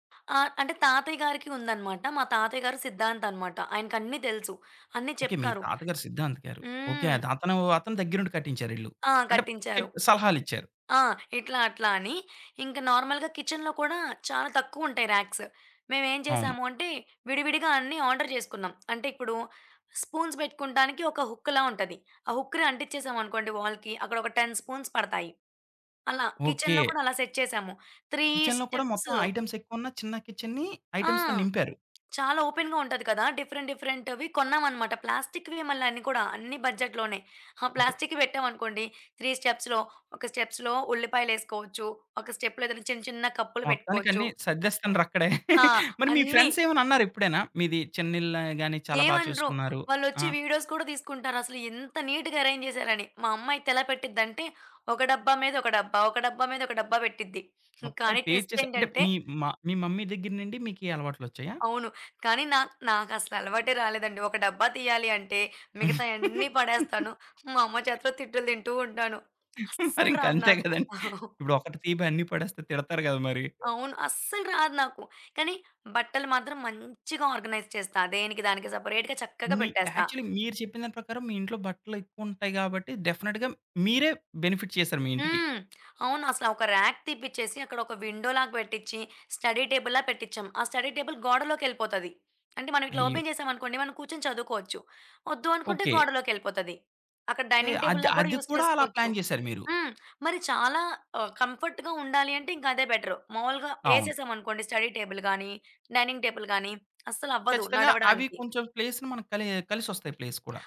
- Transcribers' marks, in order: tapping; in English: "నార్మల్‌గా కిచెన్‌లో"; in English: "ర్యాక్స్"; in English: "ఆర్డర్"; in English: "స్పూన్స్"; in English: "హుక్‌లా"; in English: "హుక్‌ని"; in English: "వాల్‌కి"; in English: "టెన్ స్పూన్స్"; in English: "కిచెన్‌లో"; in English: "సెట్"; in English: "కిచెన్‌లో"; in English: "త్రీ స్టెప్స్"; in English: "కిచెన్‌ని ఐటెమ్స్‌తో"; in English: "ఓపెన్‌గా"; in English: "డిఫరెంట్, డిఫరెంట్‌వి"; in English: "బడ్జెట్"; in English: "త్రీ స్టెప్స్‌లో"; in English: "స్టెప్స్‌లో"; in English: "స్టెప్‌లో"; chuckle; in English: "వీడియోస్"; in English: "నీట్‌గా అరేంజ్"; in English: "ట్విస్ట్"; in English: "మమ్మీ"; giggle; laughing while speaking: "మరి ఇంకంతే కదండి"; chuckle; in English: "ఆర్గనైజ్"; in English: "సెపరేట్‌గా"; in English: "యాక్చువల్లి"; in English: "డెఫినిట్‌గా"; in English: "బెనిఫిట్"; lip smack; in English: "ర్యాక్"; in English: "విండో"; in English: "స్టడీ టేబుల్‌లా"; in English: "స్టడీ టేబుల్"; in English: "ఓపెన్"; in English: "డైనింగ్ టేబుల్"; in English: "ప్లాన్"; in English: "యూస్"; in English: "కంఫర్ట్‌గా"; in English: "స్టడీ టేబుల్"; in English: "డైనింగ్ టేబుల్"; in English: "ప్లేస్‌ని"; in English: "ప్లేస్"
- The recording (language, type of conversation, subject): Telugu, podcast, చిన్న ఇళ్లలో స్థలాన్ని మీరు ఎలా మెరుగ్గా వినియోగించుకుంటారు?